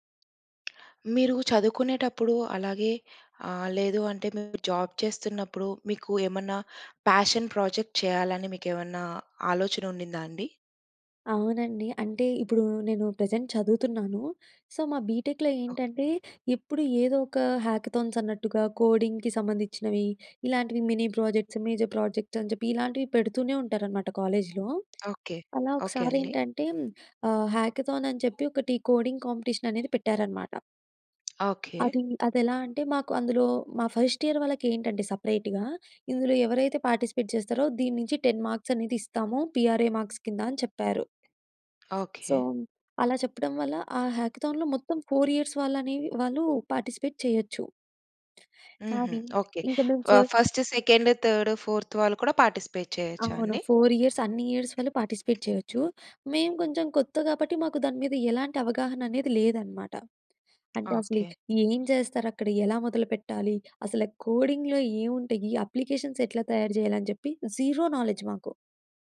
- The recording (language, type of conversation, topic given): Telugu, podcast, నీ ప్యాషన్ ప్రాజెక్ట్ గురించి చెప్పగలవా?
- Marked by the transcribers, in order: tapping; in English: "జాబ్"; in English: "ప్యాషన్ ప్రాజెక్ట్"; in English: "ప్రెజెంట్"; in English: "సో"; in English: "బీటెక్‌లో"; in English: "హ్యాకథాన్స్"; in English: "కోడింగ్‌కి"; in English: "మినీ ప్రాజెక్ట్స్, మేజర్ ప్రాజెక్ట్స్"; in English: "కాలేజ్‌లో"; other background noise; in English: "హ్యాకథాన్"; in English: "కోడింగ్"; lip smack; in English: "ఫస్ట్ ఇయర్"; in English: "పార్టిసిపేట్"; in English: "టెన్ మార్క్స్"; in English: "పీఆర్ఏ మార్క్స్"; in English: "సో"; in English: "హ్యాకథాన్‌లో"; in English: "ఫోర్ ఇయర్స్"; lip smack; in English: "ఫస్ట్, సెకండ్, థర్డ్, ఫోర్త్"; in English: "పార్టిసిపేట్"; in English: "ఫోర్ ఇయర్స్"; in English: "పార్టిసిపేట్"; in English: "కోడింగ్‌లో"; in English: "అప్లికేషన్స్"; in English: "జీరో నాలెడ్జ్"